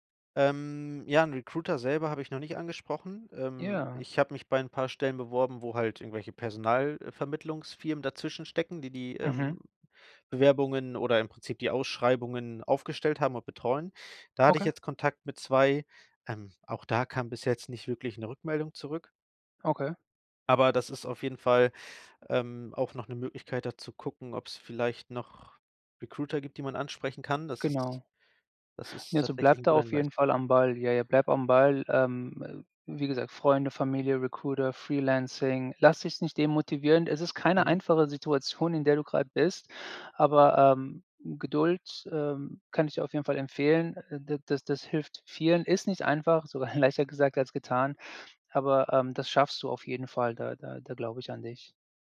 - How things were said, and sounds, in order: laughing while speaking: "leichter"
- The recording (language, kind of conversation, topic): German, advice, Wie ist es zu deinem plötzlichen Jobverlust gekommen?